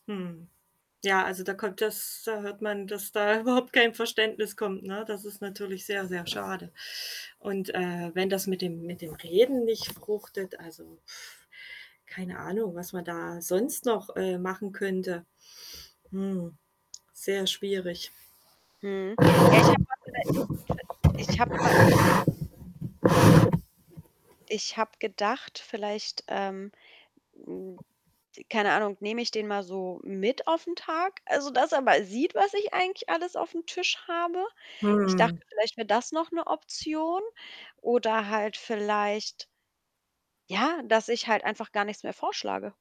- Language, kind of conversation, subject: German, advice, Warum kann ich Versprechen gegenüber Kolleginnen und Kollegen oder meiner Partnerin beziehungsweise meinem Partner nicht einhalten?
- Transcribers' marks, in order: mechanical hum; laughing while speaking: "überhaupt kein"; other background noise; static; distorted speech; unintelligible speech